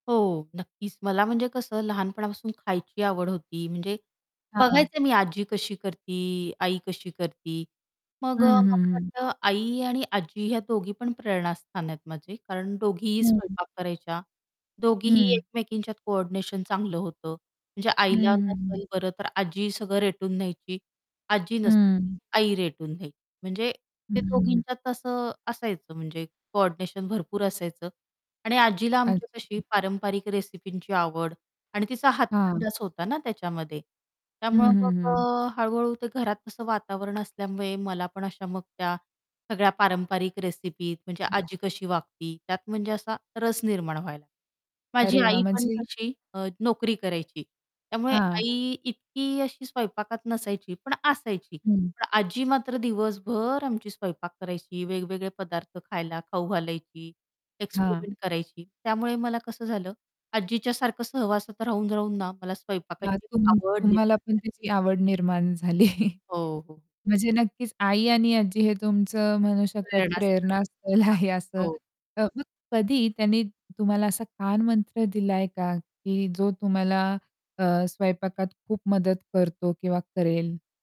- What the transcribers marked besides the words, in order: static; tapping; distorted speech; in English: "कोऑर्डिनेशन"; in English: "कोऑर्डिनेशन"; other background noise; laughing while speaking: "झाली"; laughing while speaking: "स्थल आहे"
- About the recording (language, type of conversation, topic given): Marathi, podcast, तुम्हाला घरातल्या पारंपरिक रेसिपी कशा पद्धतीने शिकवल्या गेल्या?
- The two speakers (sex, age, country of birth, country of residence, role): female, 35-39, India, India, guest; female, 45-49, India, India, host